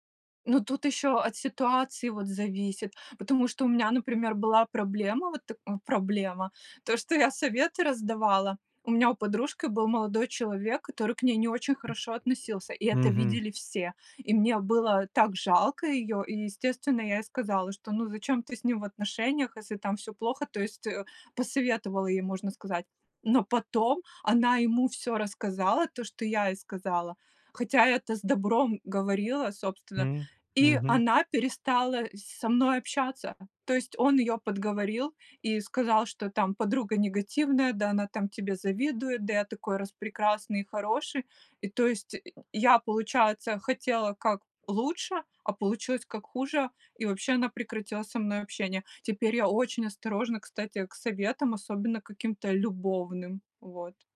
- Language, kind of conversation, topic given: Russian, podcast, Что делать, когда семейные ожидания расходятся с вашими мечтами?
- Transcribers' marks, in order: other background noise